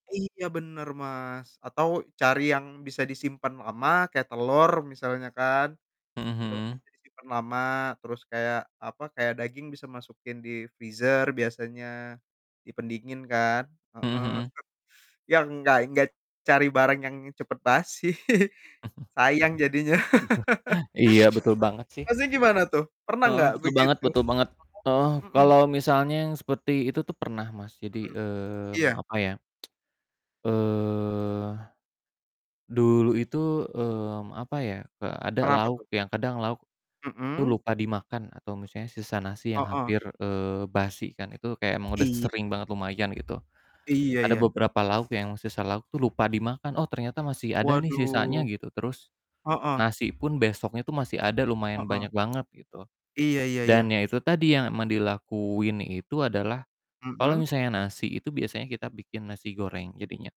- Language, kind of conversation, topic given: Indonesian, unstructured, Mengapa banyak orang membuang makanan yang sebenarnya masih layak dimakan?
- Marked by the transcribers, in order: distorted speech; in English: "freezer"; laughing while speaking: "Heeh"; "enggak" said as "enggaj"; chuckle; laughing while speaking: "basi"; chuckle; other background noise; laugh; unintelligible speech; tapping; tsk; static; "emang" said as "eman"